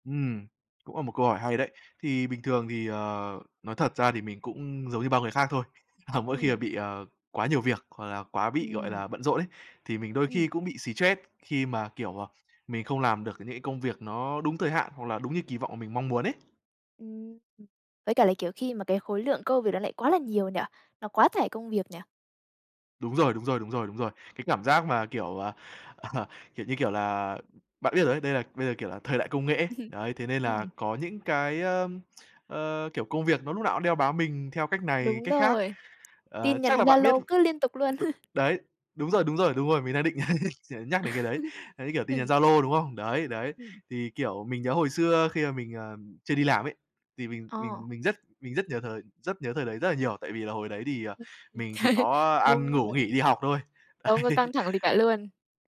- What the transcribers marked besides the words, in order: other background noise; laughing while speaking: "à"; tapping; laughing while speaking: "ờ"; chuckle; chuckle; laugh; chuckle; unintelligible speech; chuckle; laughing while speaking: "Đấy"
- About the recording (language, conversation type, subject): Vietnamese, podcast, Bạn xử lý căng thẳng như thế nào khi công việc bận rộn?